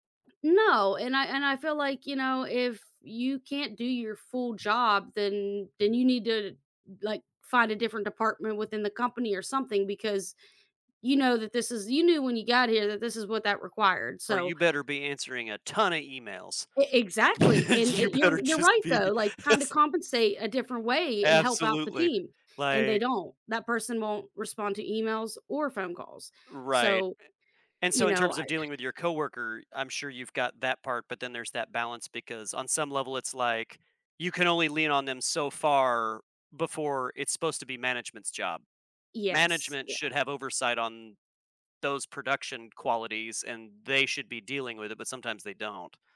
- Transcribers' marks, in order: other background noise; stressed: "ton"; laugh; laughing while speaking: "You better just be. That's"
- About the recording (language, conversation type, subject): English, unstructured, How can teams maintain fairness and motivation when some members contribute less than others?
- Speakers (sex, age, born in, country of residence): female, 35-39, United States, United States; male, 40-44, United States, United States